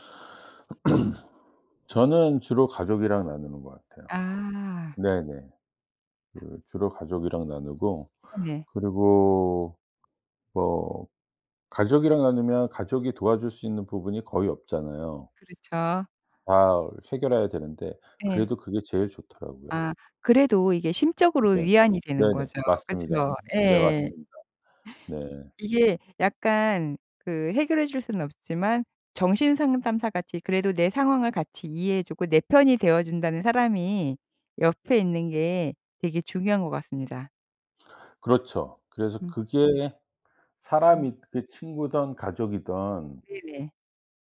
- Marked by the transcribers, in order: throat clearing; other background noise; tapping
- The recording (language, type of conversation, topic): Korean, podcast, 실패로 인한 죄책감은 어떻게 다스리나요?